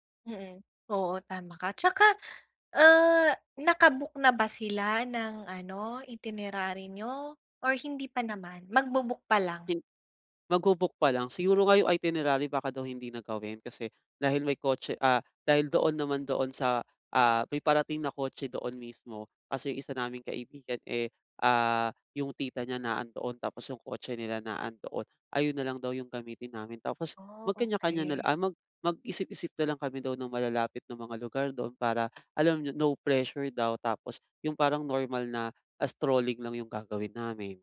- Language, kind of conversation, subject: Filipino, advice, Paano ko dapat timbangin ang oras kumpara sa pera?
- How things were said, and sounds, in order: none